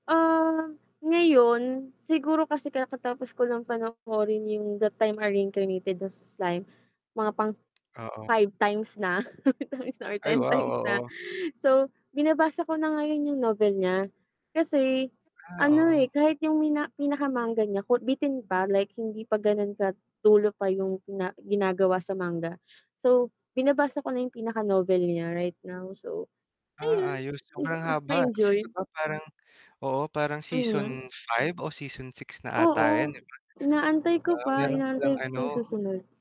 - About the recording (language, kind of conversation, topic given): Filipino, unstructured, Ano ang paborito mong libangan at bakit?
- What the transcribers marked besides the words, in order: mechanical hum; distorted speech; "That Time I Got Reincarnated as a Slime" said as "That Time I Reincarnated as a Slime"; other background noise; static